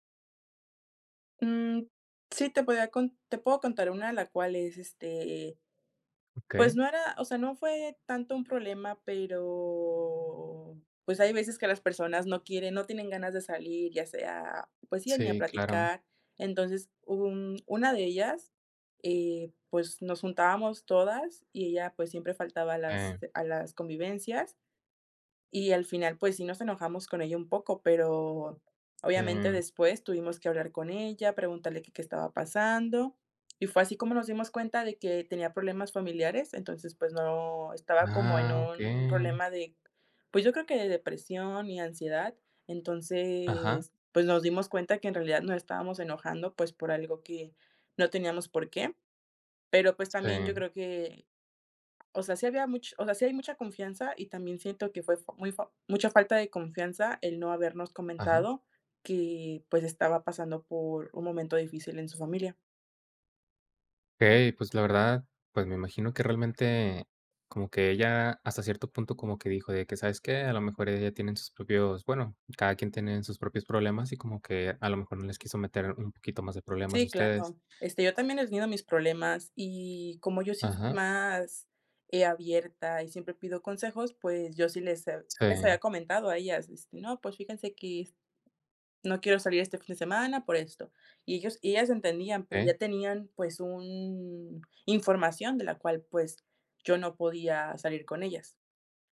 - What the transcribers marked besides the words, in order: drawn out: "pero"; tapping
- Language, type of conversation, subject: Spanish, podcast, ¿Puedes contarme sobre una amistad que cambió tu vida?